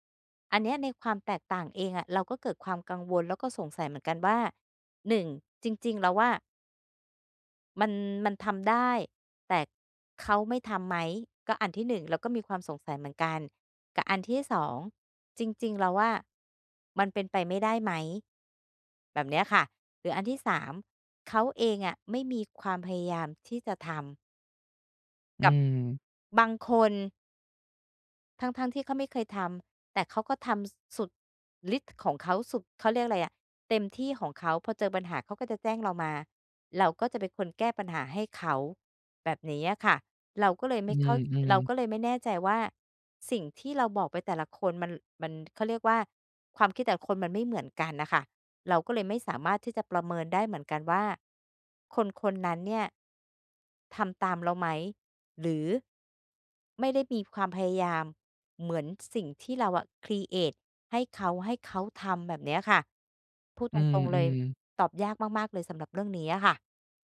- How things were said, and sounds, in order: other noise
- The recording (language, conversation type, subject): Thai, advice, จะทำอย่างไรให้คนในองค์กรเห็นความสำเร็จและผลงานของฉันมากขึ้น?